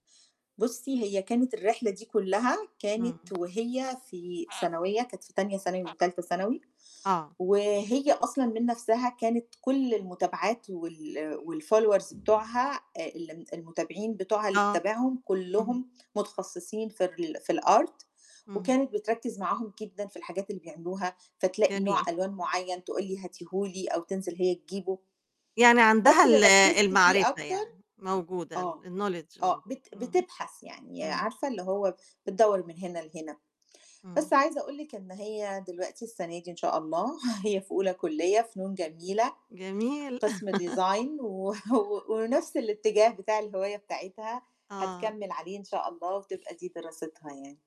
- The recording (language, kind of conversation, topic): Arabic, podcast, إزاي تخلّي هوايتك مفيدة بدل ما تبقى مضيعة للوقت؟
- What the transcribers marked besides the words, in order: tapping; other background noise; in English: "والfollowers"; in English: "الArt"; in English: "الknowledge"; chuckle; in English: "design"; chuckle; laugh